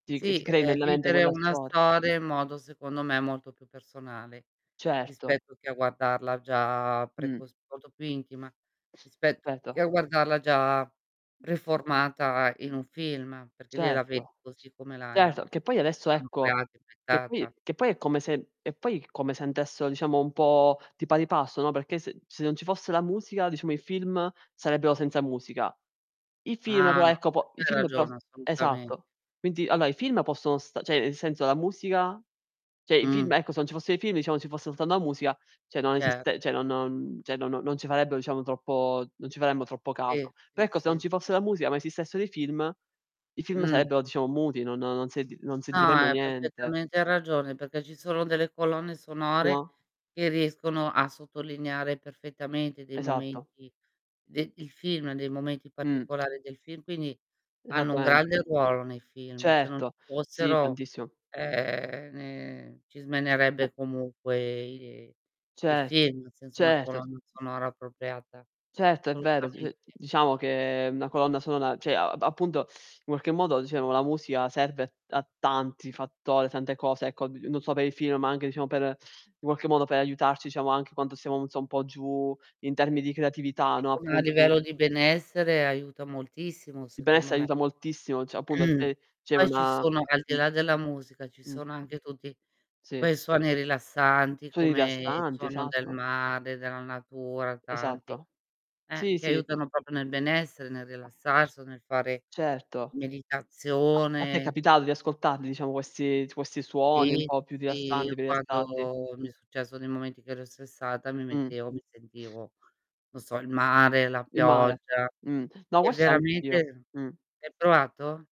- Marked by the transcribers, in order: distorted speech; unintelligible speech; other background noise; "Certo" said as "cetto"; unintelligible speech; unintelligible speech; "Quindi" said as "quinti"; drawn out: "Ah"; unintelligible speech; "cioè" said as "ceh"; "cioè" said as "ceh"; "cioè" said as "ceh"; tapping; "cioè" said as "ceh"; static; drawn out: "ehm, ne"; drawn out: "che"; "cioè" said as "ceh"; "diciamo" said as "dicemo"; unintelligible speech; "cioè" said as "ceh"; "proprio" said as "propio"; drawn out: "quando"
- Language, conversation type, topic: Italian, unstructured, Preferiresti vivere in un mondo senza musica o senza film?